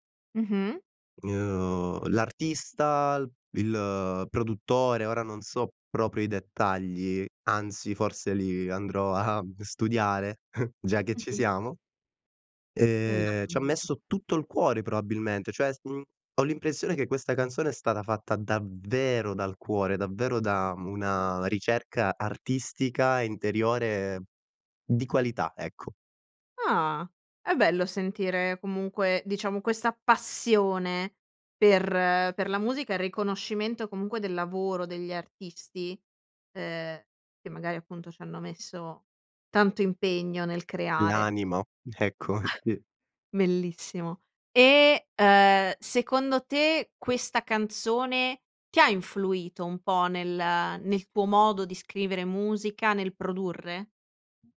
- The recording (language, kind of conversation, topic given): Italian, podcast, Qual è la canzone che ti ha cambiato la vita?
- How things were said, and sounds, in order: chuckle; "probabilmente" said as "proabilmente"; stressed: "davvero"; surprised: "Ah!"; stressed: "passione"; other background noise; tapping; laughing while speaking: "ecco"; chuckle